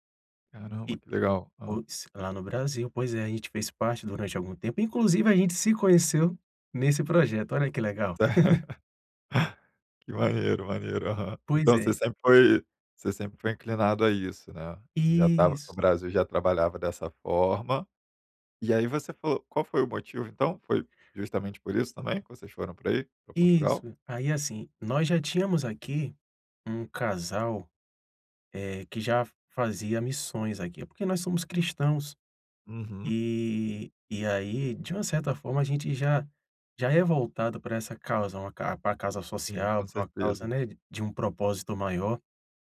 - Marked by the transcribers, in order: laugh; chuckle; tapping
- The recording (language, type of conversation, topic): Portuguese, advice, Como posso encontrar propósito ao ajudar minha comunidade por meio do voluntariado?